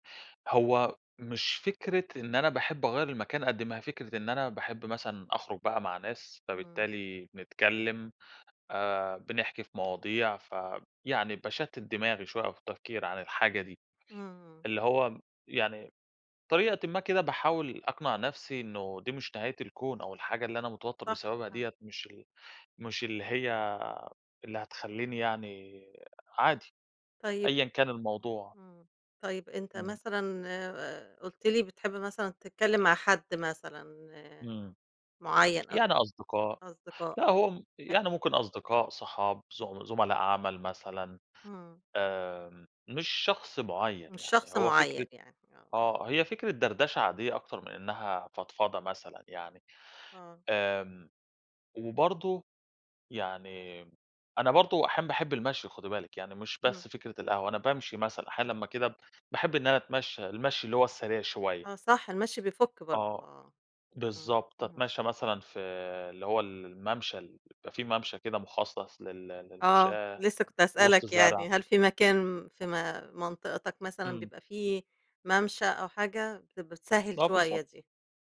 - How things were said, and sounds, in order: tapping; other noise
- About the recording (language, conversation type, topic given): Arabic, podcast, إيه العادات اللي بتعملها عشان تقلّل التوتر؟